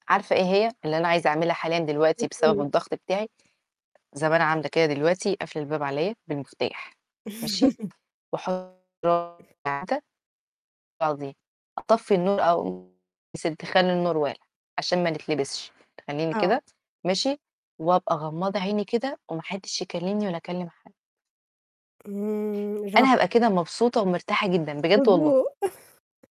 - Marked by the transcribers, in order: unintelligible speech; chuckle; tapping; unintelligible speech; distorted speech; static; chuckle
- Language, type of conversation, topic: Arabic, unstructured, إيه الحاجة اللي لسه بتفرّحك رغم مرور السنين؟